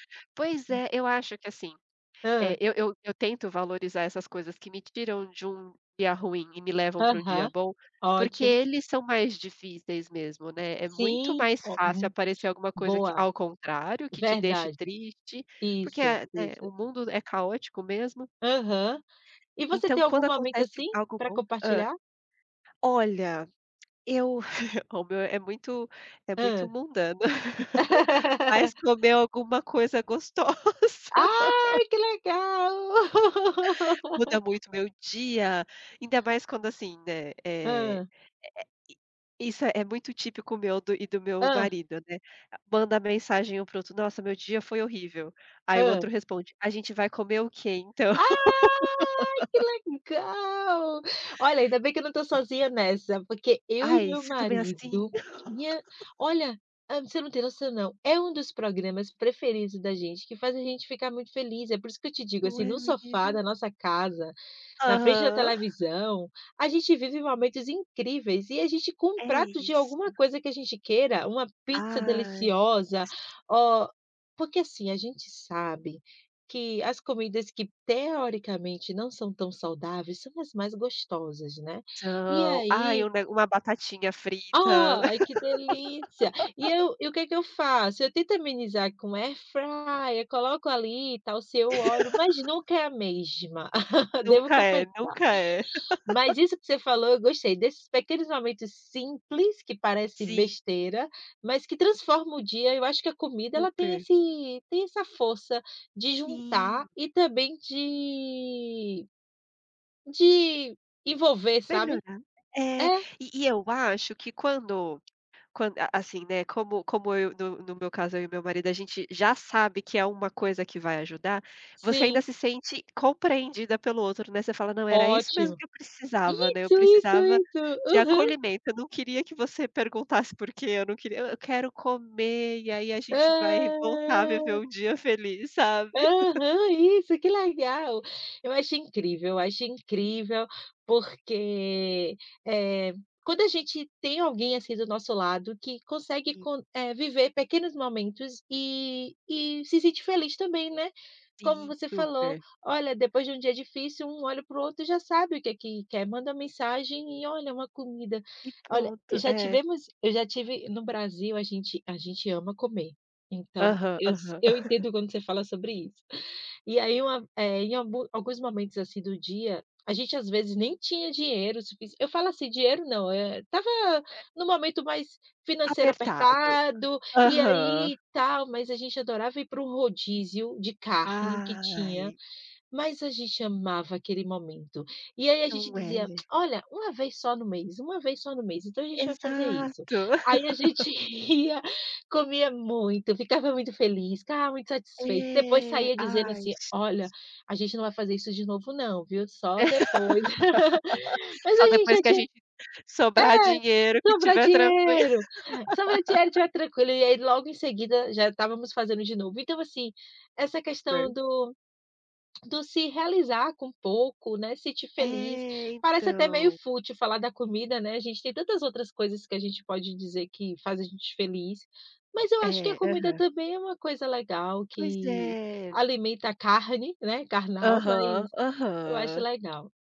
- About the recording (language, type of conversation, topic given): Portuguese, unstructured, O que te faz sentir verdadeiramente feliz no dia a dia?
- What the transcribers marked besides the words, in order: unintelligible speech; tapping; laugh; laugh; laugh; laugh; laugh; laugh; other noise; laugh; laugh; laugh; laugh; laugh; laugh; laughing while speaking: "ia"; laugh; laugh